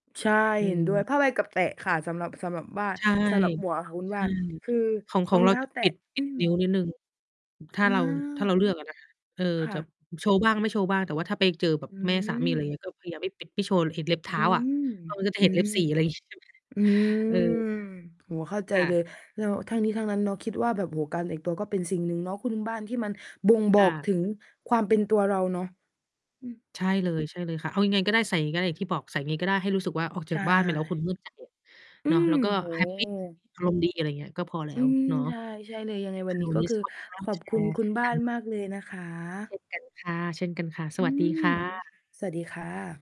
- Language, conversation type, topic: Thai, unstructured, คุณคิดว่าการแต่งตัวสามารถบอกอะไรเกี่ยวกับตัวคุณได้บ้าง?
- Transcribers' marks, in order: static; other background noise; distorted speech; tapping; drawn out: "อืม"; mechanical hum